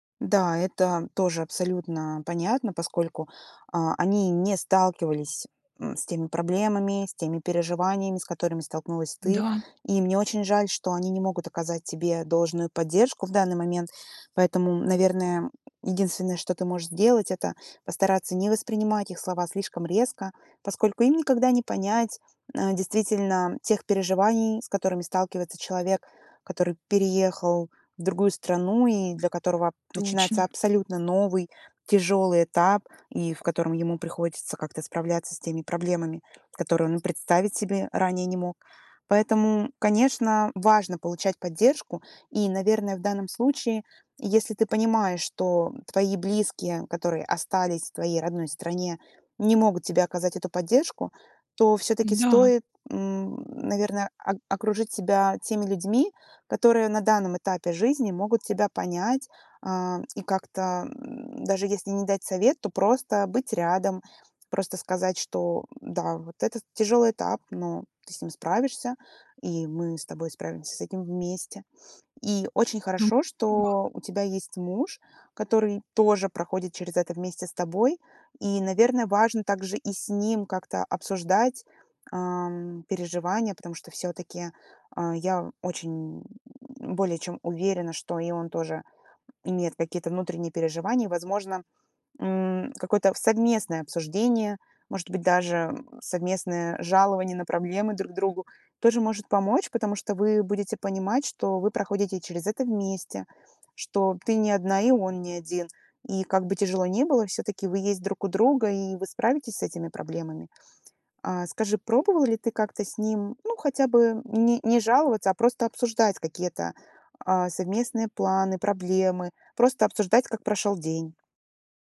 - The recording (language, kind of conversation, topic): Russian, advice, Как безопасно и уверенно переехать в другой город и начать жизнь с нуля?
- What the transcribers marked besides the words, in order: tapping; other background noise